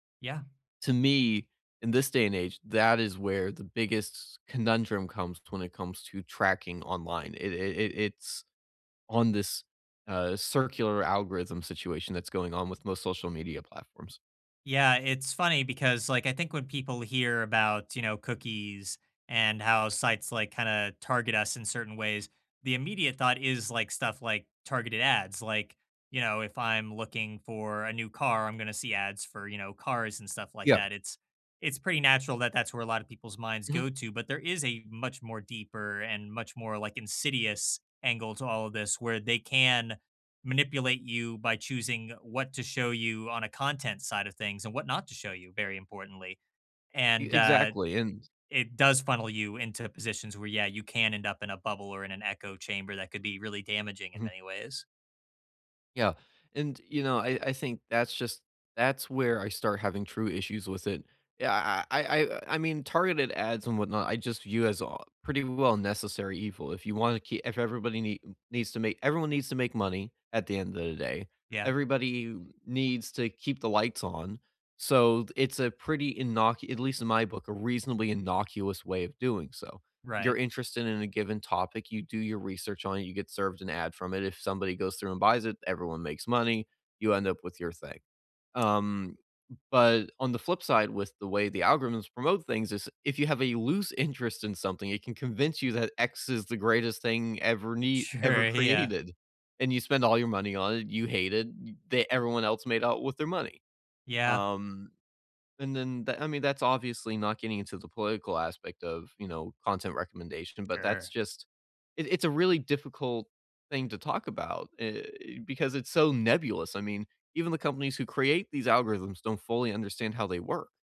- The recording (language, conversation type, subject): English, unstructured, How do you feel about ads tracking what you do online?
- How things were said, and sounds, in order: tapping; laughing while speaking: "Sure, yeah"